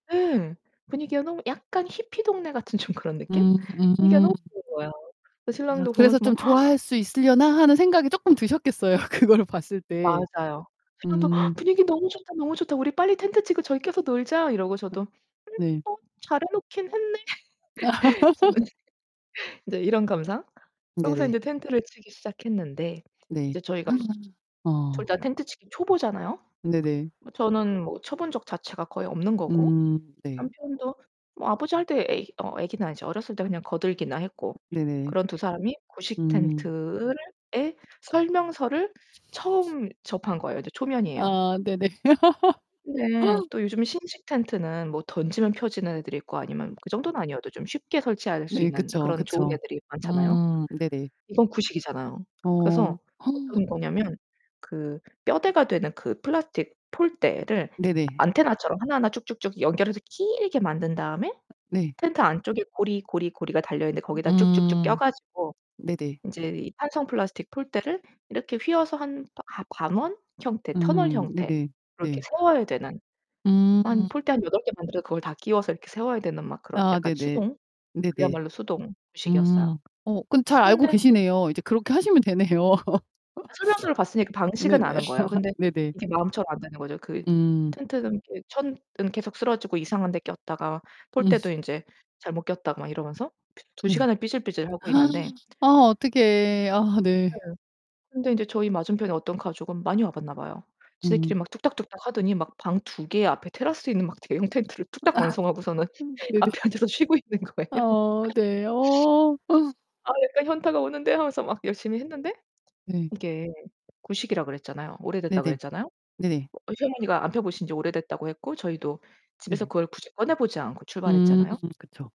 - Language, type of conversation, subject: Korean, podcast, 실패가 오히려 기회가 된 경험이 있으신가요?
- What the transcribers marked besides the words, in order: laughing while speaking: "좀 그런 느낌?"; distorted speech; gasp; laughing while speaking: "그걸 봤을 때"; gasp; laugh; unintelligible speech; tapping; gasp; other background noise; static; laugh; gasp; laugh; laughing while speaking: "음"; gasp; laugh; laugh; laughing while speaking: "앞에 앉아서 쉬고 있는 거예요"; laugh